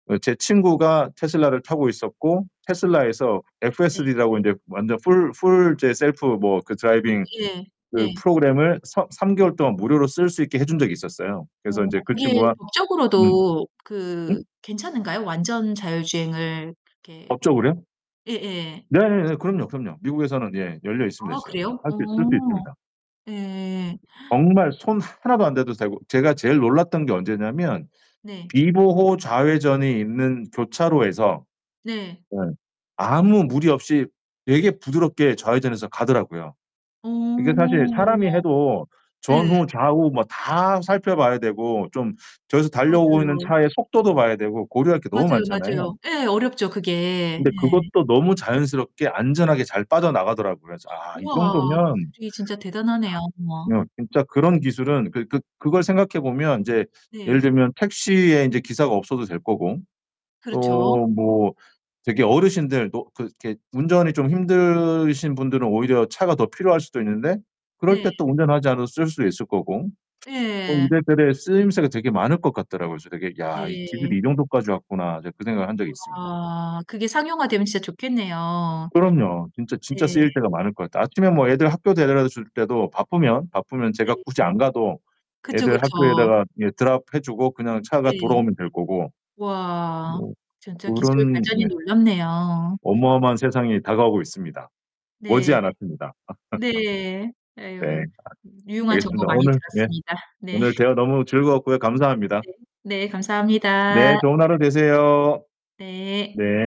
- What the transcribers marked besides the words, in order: distorted speech; put-on voice: "full full"; in English: "full full"; other background noise; gasp; tapping; gasp; tsk; in English: "드롭해"; laugh; laugh
- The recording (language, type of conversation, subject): Korean, unstructured, 기술은 우리 생활을 어떻게 더 편리하게 만들어 줄까요?